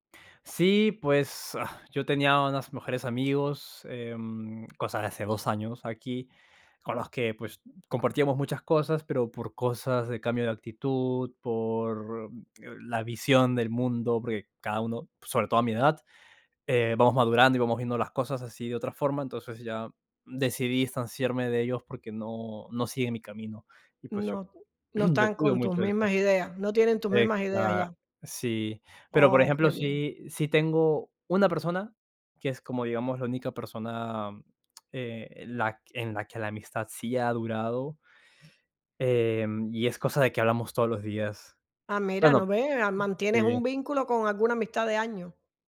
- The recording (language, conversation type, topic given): Spanish, unstructured, ¿Qué haces para que una amistad dure mucho tiempo?
- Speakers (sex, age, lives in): female, 65-69, United States; male, 25-29, Germany
- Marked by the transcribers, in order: tapping; other noise; throat clearing